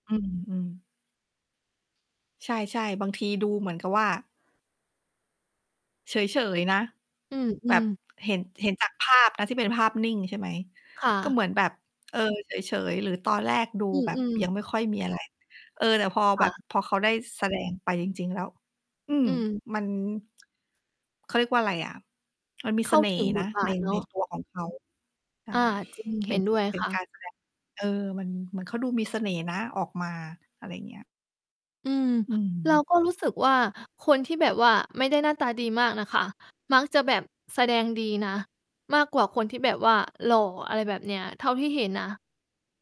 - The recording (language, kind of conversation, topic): Thai, unstructured, หนังเรื่องไหนที่คุณดูแล้วจำได้จนถึงตอนนี้?
- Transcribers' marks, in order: static; tapping; distorted speech